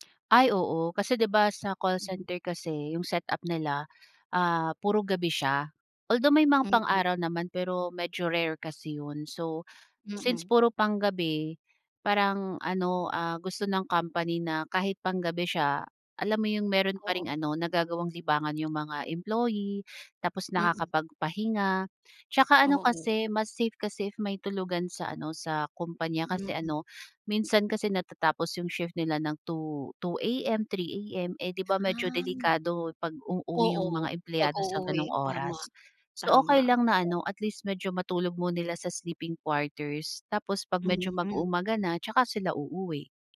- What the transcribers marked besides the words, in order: tapping; other background noise
- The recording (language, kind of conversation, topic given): Filipino, podcast, Ano ang ginagawa mo para mapanatiling balanse ang trabaho at pahinga?